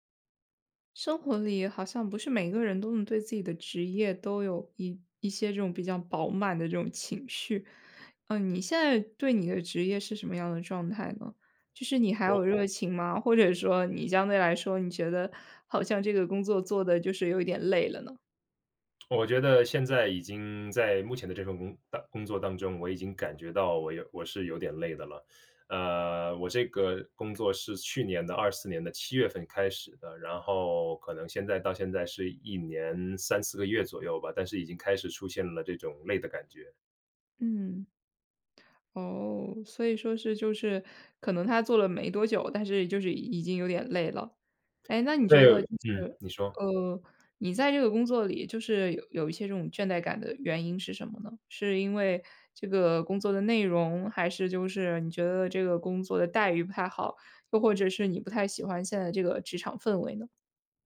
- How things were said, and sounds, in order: joyful: "你相对来说你觉得好像这个工作做得就是有一点累了呢？"; other background noise
- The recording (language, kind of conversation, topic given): Chinese, podcast, 你有过职业倦怠的经历吗？